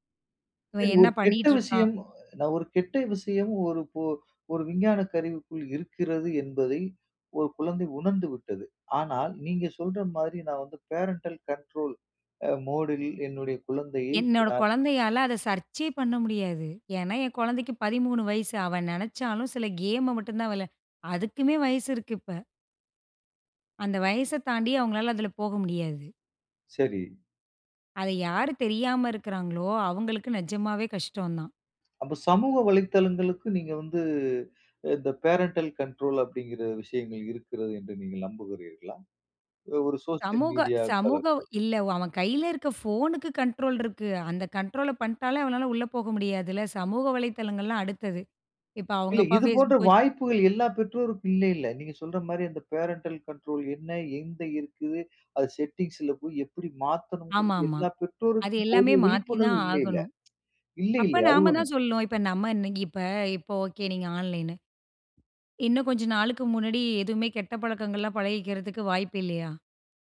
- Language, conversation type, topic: Tamil, podcast, குழந்தைகள் ஆன்லைனில் இருக்கும் போது பெற்றோர் என்னென்ன விஷயங்களை கவனிக்க வேண்டும்?
- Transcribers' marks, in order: in English: "பேரண்டல் கண்ட்ரோல் அ மோட்யில்"; in English: "சர்ச்யே"; in English: "பேரண்டல் கண்ட்ரோல்"; in English: "சோஷியல் மீடியா"; in English: "கண்ட்ரோல்"; in English: "கண்ட்ரோல்ல"; in English: "பேரண்டல் கண்ட்ரோல்"; in English: "செட்டிங்ஸ்ல"; tsk; other background noise